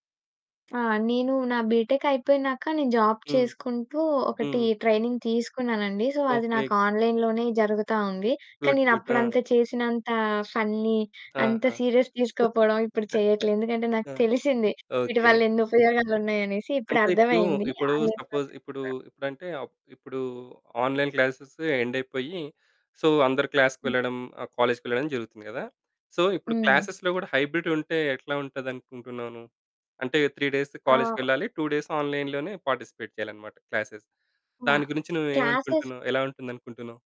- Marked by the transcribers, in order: other background noise; in English: "బీటెక్"; in English: "జాబ్"; in English: "ట్రైనింగ్"; in English: "సో"; in English: "ఆన్లైన్‌లోనే"; in English: "గుడ్ గుడ్"; in English: "ఫన్ని"; in English: "సీరియస్‌గా"; giggle; distorted speech; in English: "ఆన్లైన్ క్లాసెస్"; in English: "సపోజ్"; in English: "ఆన్లైన్ క్లాస్ ఎండ్"; in English: "సో"; in English: "క్లాస్‌కి"; in English: "కాలేజ్‌కి"; in English: "సో"; in English: "క్లాస్‌లో"; in English: "హైబ్రిడ్"; in English: "త్రీ డేస్ కాలేజ్‌కి"; in English: "టూ డేస్ ఆన్లైన్‌లోనే పార్టిసిపేట్"; in English: "క్లాసెస్"; in English: "క్లాసెస్"
- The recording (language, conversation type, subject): Telugu, podcast, ఆన్‌లైన్ తరగతులు మీకు ఎలా ఉపయోగపడ్డాయో చెప్పగలరా?